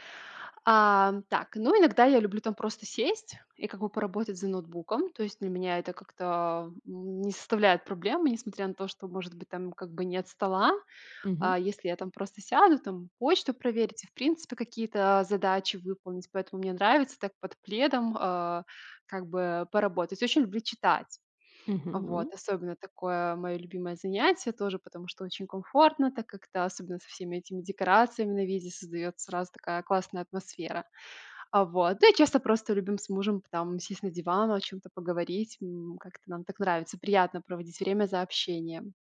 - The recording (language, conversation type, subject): Russian, podcast, Где в доме тебе уютнее всего и почему?
- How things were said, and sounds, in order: none